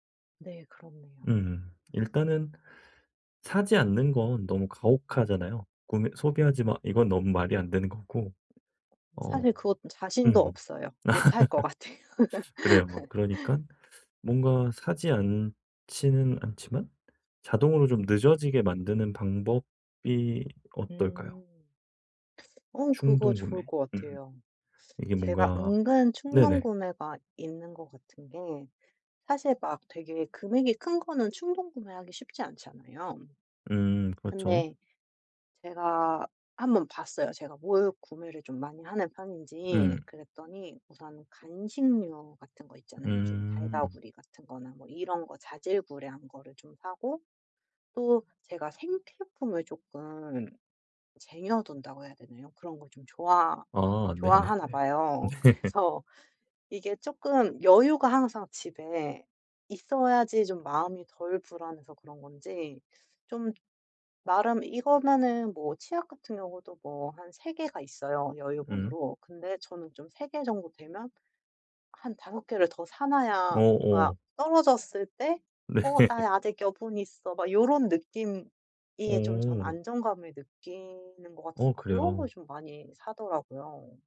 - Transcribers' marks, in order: other background noise; laughing while speaking: "같아요"; laugh; tapping; laughing while speaking: "그래서"; laughing while speaking: "네"; laugh; laughing while speaking: "네"; laugh
- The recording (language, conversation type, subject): Korean, advice, 일상에서 구매 습관을 어떻게 조절하고 꾸준히 유지할 수 있을까요?